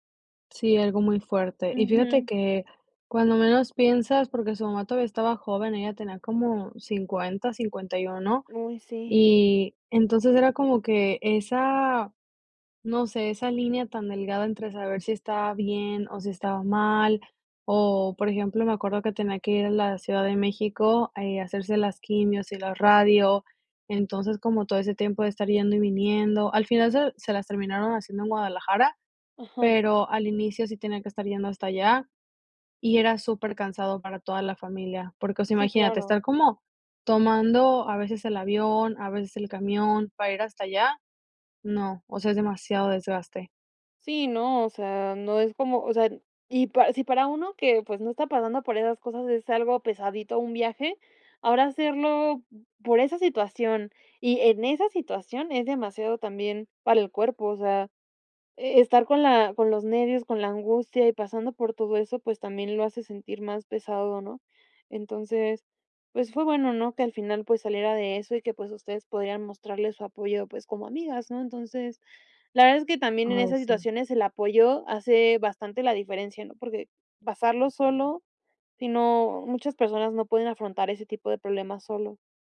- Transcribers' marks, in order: none
- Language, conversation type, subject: Spanish, podcast, ¿Cómo ayudas a un amigo que está pasándolo mal?